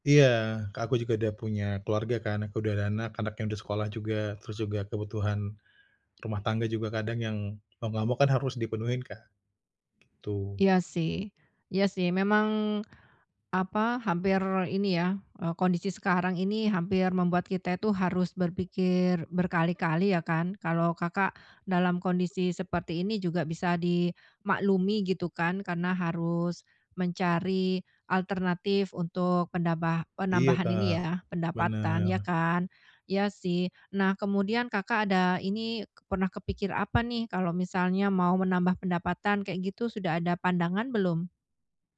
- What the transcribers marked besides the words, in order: tapping; tongue click; tongue click
- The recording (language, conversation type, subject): Indonesian, advice, Bagaimana cara mengubah karier secara signifikan pada usia paruh baya?